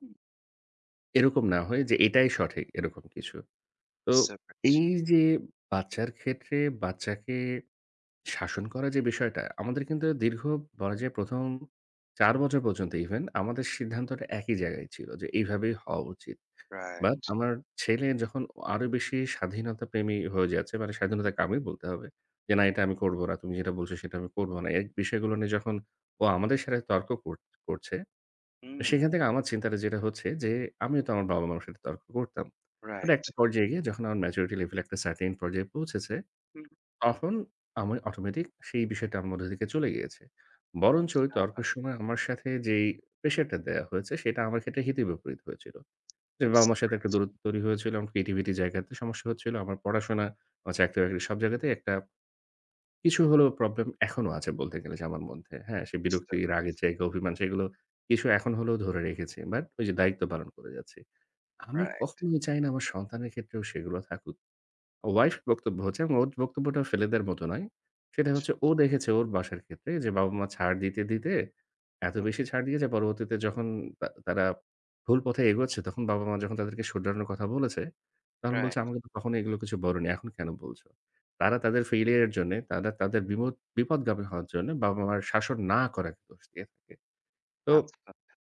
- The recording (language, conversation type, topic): Bengali, advice, সন্তানদের শাস্তি নিয়ে পিতামাতার মধ্যে মতবিরোধ হলে কীভাবে সমাধান করবেন?
- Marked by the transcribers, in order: other background noise; tapping; "আচ্ছা" said as "চ্ছা"; unintelligible speech